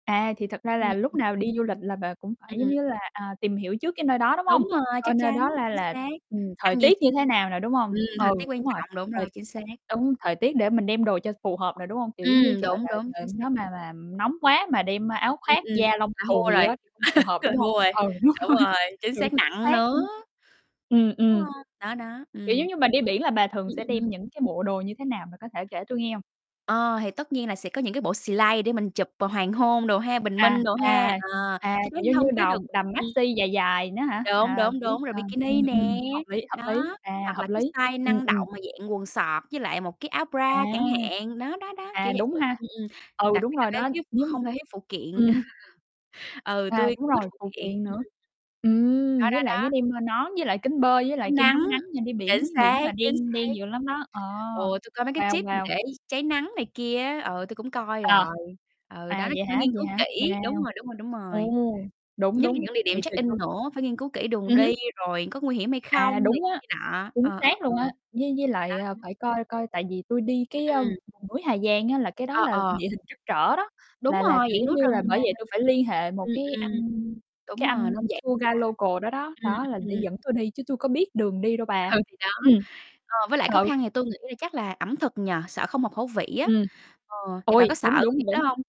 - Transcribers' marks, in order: distorted speech; other background noise; mechanical hum; chuckle; laughing while speaking: "đúng rồi"; in English: "slay"; in English: "maxi"; in English: "bikini"; tapping; in English: "style"; "soóc" said as "sọoc"; in English: "bra"; chuckle; in English: "check in"; unintelligible speech; in English: "guy local"; laughing while speaking: "Ừ"
- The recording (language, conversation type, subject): Vietnamese, unstructured, Điều gì khiến bạn cảm thấy hứng thú khi đi du lịch?